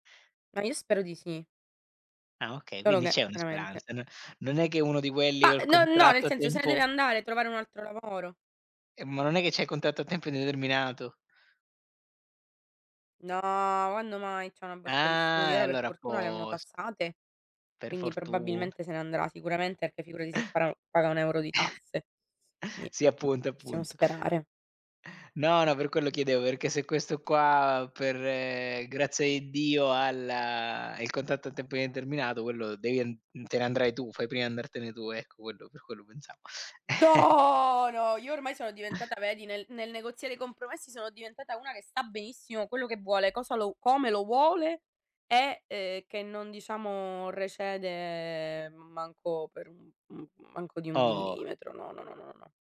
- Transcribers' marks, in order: other noise; drawn out: "Ah!"; chuckle; tapping; drawn out: "Do"; chuckle
- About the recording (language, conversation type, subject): Italian, unstructured, Come gestisci una situazione in cui devi negoziare un compromesso?